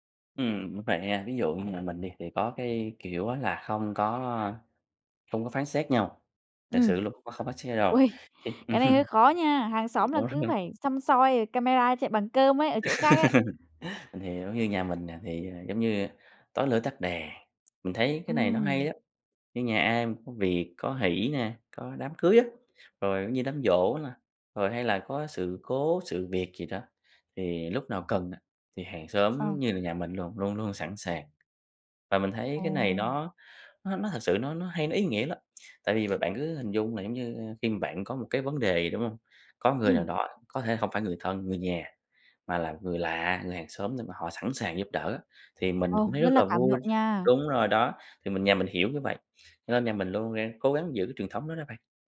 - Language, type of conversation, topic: Vietnamese, podcast, Gia đình bạn có truyền thống nào khiến bạn nhớ mãi không?
- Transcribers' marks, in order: other background noise; chuckle; tapping; unintelligible speech; laugh